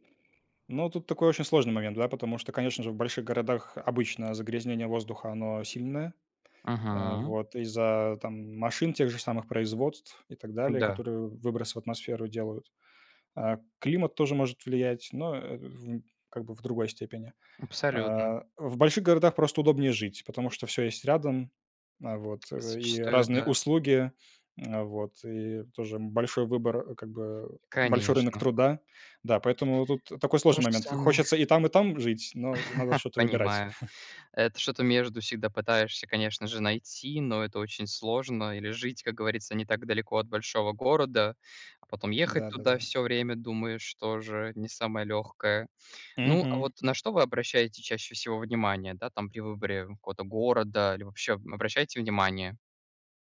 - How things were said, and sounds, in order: laugh
- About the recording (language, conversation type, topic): Russian, unstructured, Что вызывает у вас отвращение в загрязнённом городе?